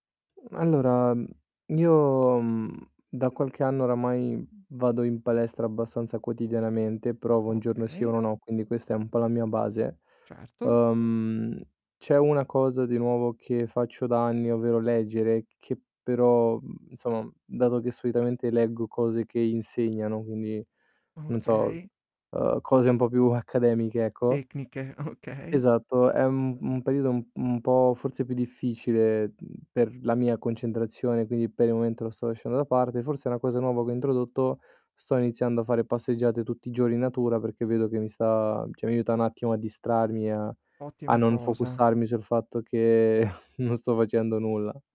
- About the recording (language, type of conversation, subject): Italian, advice, Perché mi sento stanco al risveglio anche dopo aver dormito?
- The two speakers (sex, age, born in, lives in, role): male, 25-29, Romania, Romania, user; male, 40-44, Italy, Italy, advisor
- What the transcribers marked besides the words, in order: drawn out: "Uhm"; "insomma" said as "nsomm"; in English: "focussarmi"; chuckle